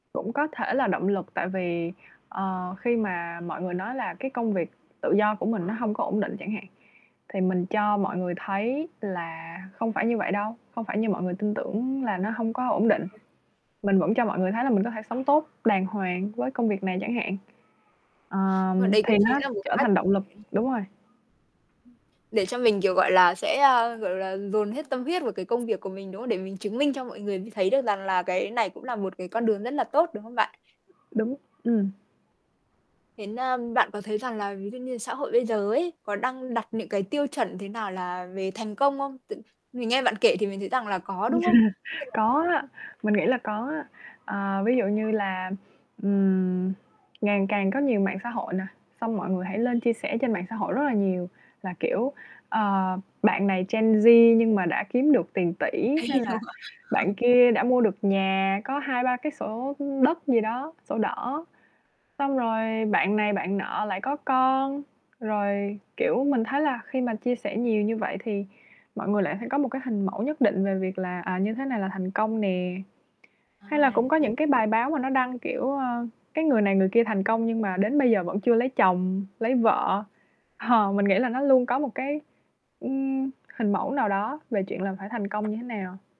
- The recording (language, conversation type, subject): Vietnamese, podcast, Bạn đối mặt với áp lực xã hội và kỳ vọng của gia đình như thế nào?
- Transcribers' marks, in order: static; other background noise; unintelligible speech; tapping; chuckle; distorted speech; unintelligible speech; horn; laughing while speaking: "Đấy thì đâu gọi"; chuckle